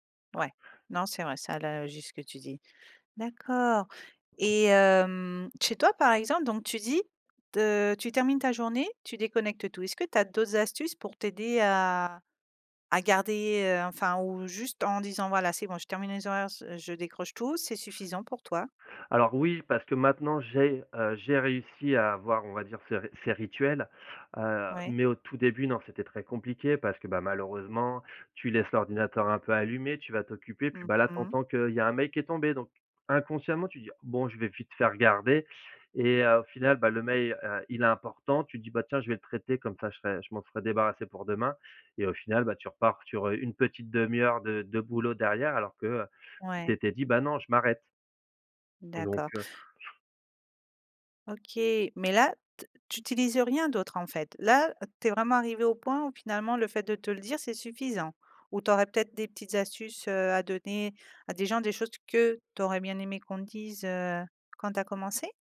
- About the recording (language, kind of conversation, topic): French, podcast, Comment concilier le travail et la vie de couple sans s’épuiser ?
- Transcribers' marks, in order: other background noise